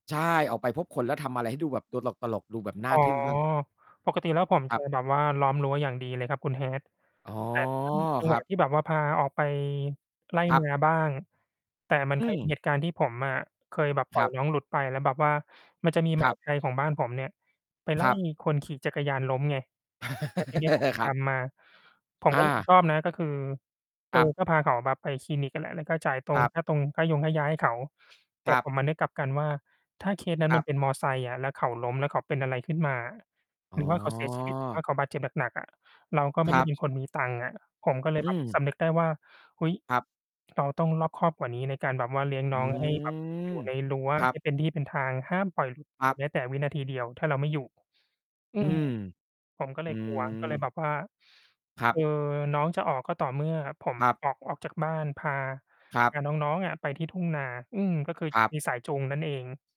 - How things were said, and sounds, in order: distorted speech; chuckle; mechanical hum; other background noise
- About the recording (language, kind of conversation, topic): Thai, unstructured, คุณเคยมีประสบการณ์แปลก ๆ กับสัตว์ไหม?
- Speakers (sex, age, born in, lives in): male, 35-39, Thailand, Thailand; male, 40-44, Thailand, Thailand